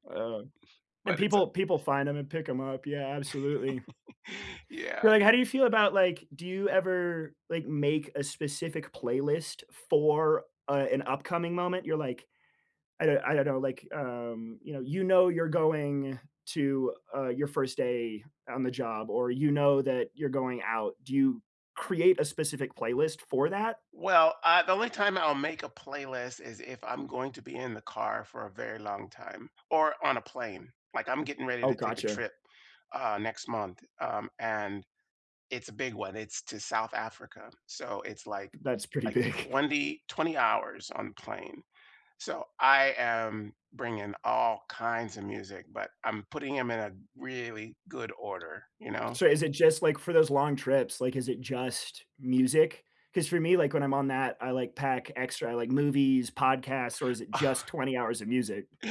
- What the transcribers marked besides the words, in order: laugh; tapping; laughing while speaking: "big"; other background noise; laughing while speaking: "Oh"
- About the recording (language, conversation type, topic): English, unstructured, How should I use music to mark a breakup or celebration?